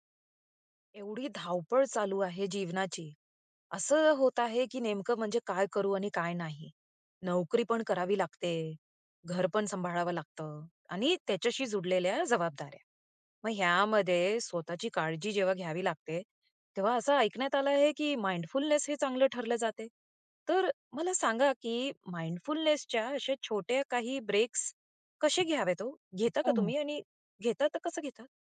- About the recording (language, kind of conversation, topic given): Marathi, podcast, दैनंदिन जीवनात जागरूकतेचे छोटे ब्रेक कसे घ्यावेत?
- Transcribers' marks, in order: in English: "माइंडफुलनेस"; in English: "माइंडफुलनेच्या"; in English: "ब्रेक्स"